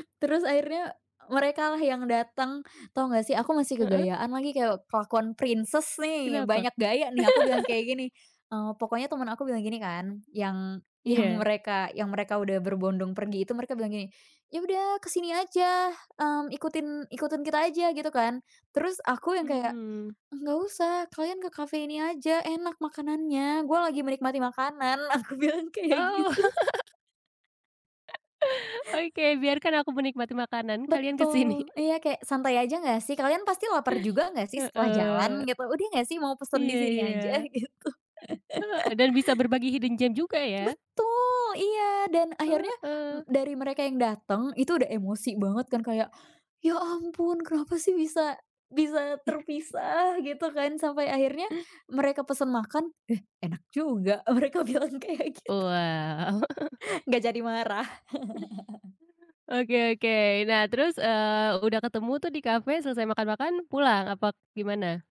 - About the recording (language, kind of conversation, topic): Indonesian, podcast, Apa yang kamu lakukan saat tersesat di tempat asing?
- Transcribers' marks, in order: other background noise; in English: "princess"; laugh; laughing while speaking: "yang mereka"; chuckle; laughing while speaking: "Aku bilang kayak gitu"; laughing while speaking: "ke sini"; tapping; other noise; laughing while speaking: "gitu"; laugh; in English: "hidden gem"; laughing while speaking: "mereka bilang kayak gitu"; chuckle; laugh